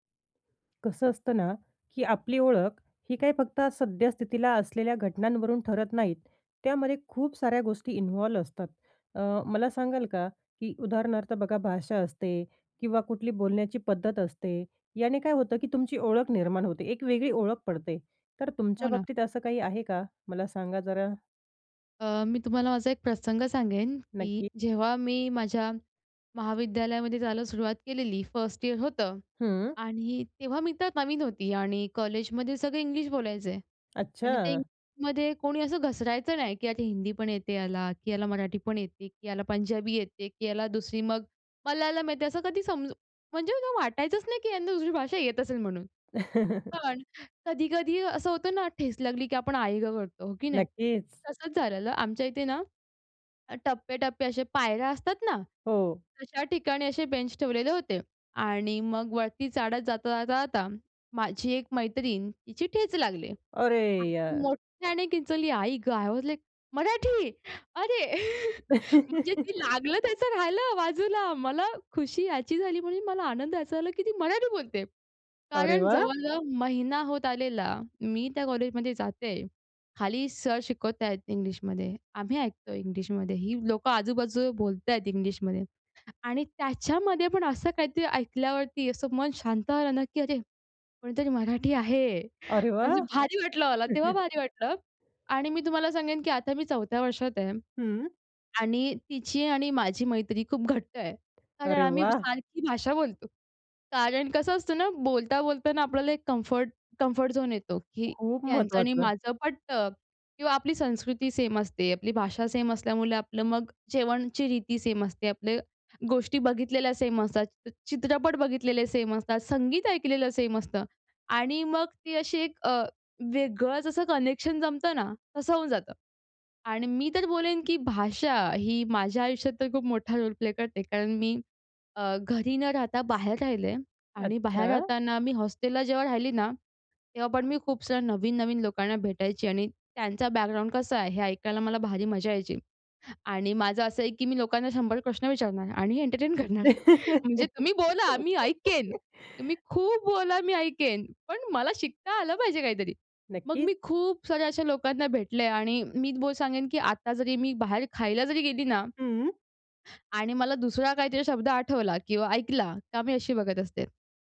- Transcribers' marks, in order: tapping; in English: "इन्व्हॉल्व"; in English: "फर्स्ट इयर"; chuckle; in English: "आय वास लाइक"; surprised: "मराठी!"; chuckle; joyful: "म्हणजे ते लागलं त्याचं राहिलं … ती मराठी बोलते"; other noise; laugh; chuckle; in English: "कम्फर्ट, कम्फर्ट झोन"; "असल्यामुळे" said as "असल्यामुले"; in English: "रोल प्ले"; laugh; laughing while speaking: "करणार"
- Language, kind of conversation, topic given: Marathi, podcast, भाषा, अन्न आणि संगीत यांनी तुमची ओळख कशी घडवली?